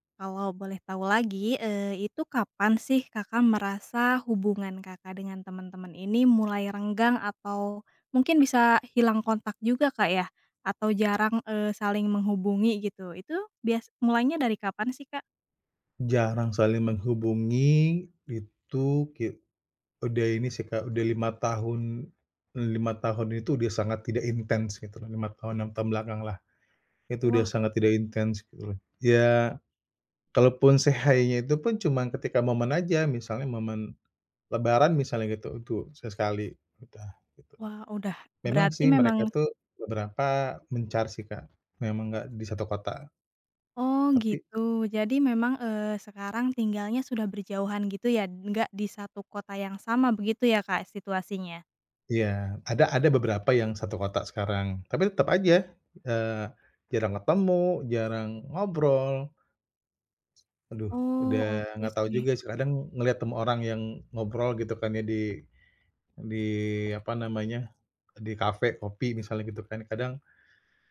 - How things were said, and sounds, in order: in English: "say hi-nya"; other background noise; tapping
- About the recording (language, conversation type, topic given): Indonesian, advice, Bagaimana perasaanmu saat merasa kehilangan jaringan sosial dan teman-teman lama?